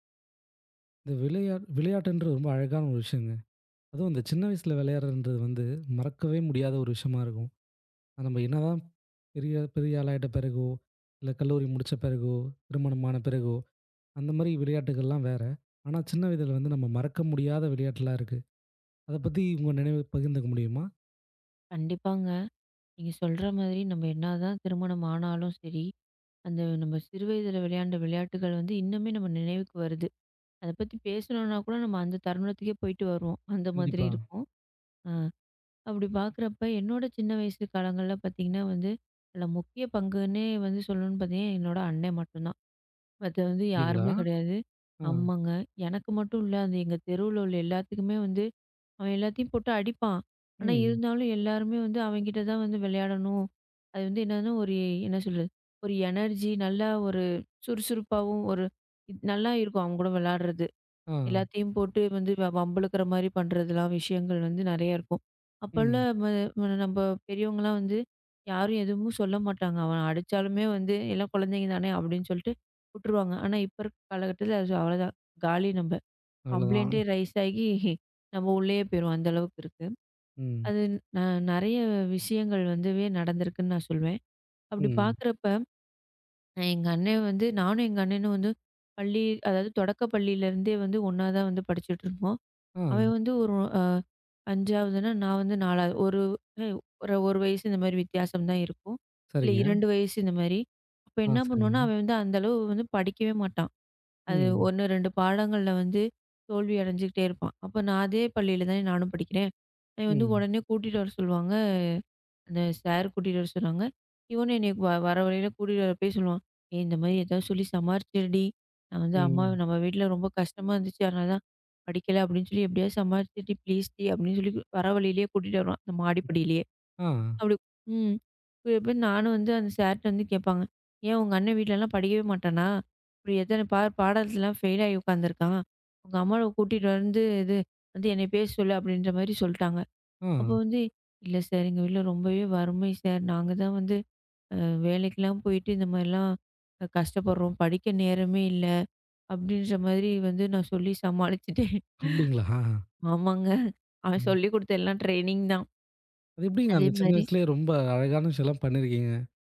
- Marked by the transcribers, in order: tapping; other background noise; in English: "எனர்ஜி"; in English: "கம்ப்ளைண்டே ரைஸ்ஸாகி"; drawn out: "நல்ல தான்"; chuckle; drawn out: "சொல்லுவாங்க"; in English: "பிளீஸ்"; other noise; in English: "ஃபெயில்"; laughing while speaking: "அப்படிங்களா?"; laughing while speaking: "சமாளிச்சிட்டேன்"; in English: "ட்ரைனிங்"
- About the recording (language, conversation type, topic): Tamil, podcast, சின்ன வயதில் விளையாடிய நினைவுகளைப் பற்றி சொல்லுங்க?